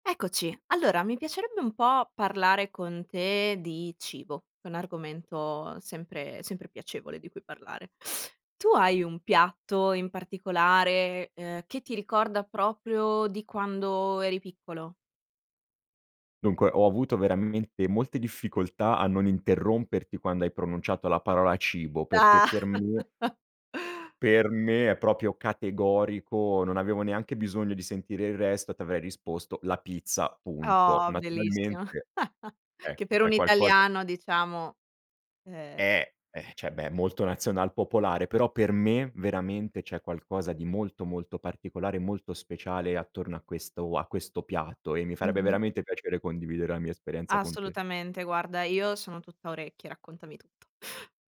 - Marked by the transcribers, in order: laugh; "proprio" said as "propio"; giggle; tapping
- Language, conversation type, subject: Italian, podcast, Qual è un piatto che ti ricorda l’infanzia?